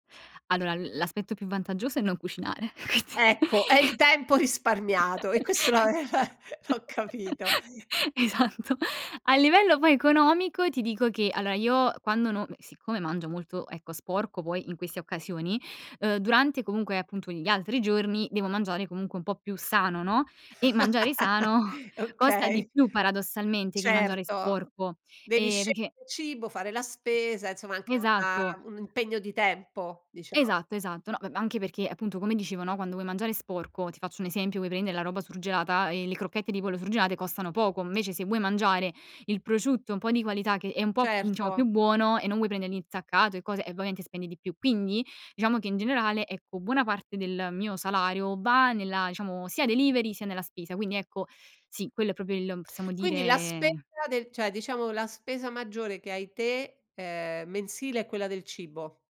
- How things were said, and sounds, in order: unintelligible speech; other background noise; chuckle; laughing while speaking: "Esatto"; laughing while speaking: "risparmiato"; laughing while speaking: "l'aveva l'ho capito"; chuckle; laugh; laughing while speaking: "Okay"; laughing while speaking: "sano"; tapping; "diciamo" said as "nciamo"; in English: "delivery"; "proprio" said as "propio"
- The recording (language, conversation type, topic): Italian, podcast, Qual è la tua esperienza con le consegne a domicilio e le app per ordinare cibo?